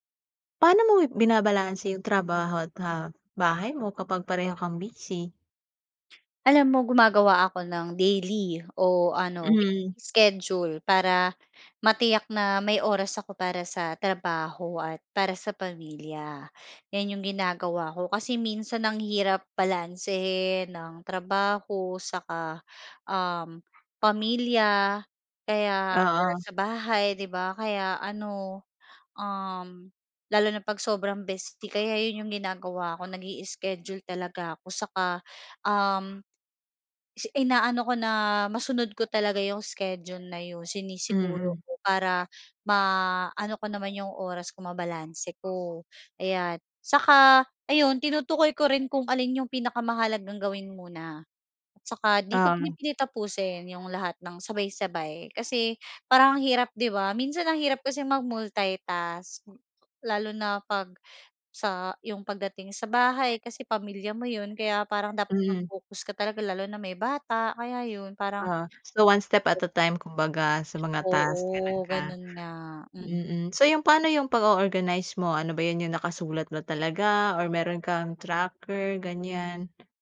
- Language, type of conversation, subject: Filipino, podcast, Paano mo nababalanse ang trabaho at mga gawain sa bahay kapag pareho kang abala sa dalawa?
- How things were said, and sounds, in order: other background noise; dog barking; unintelligible speech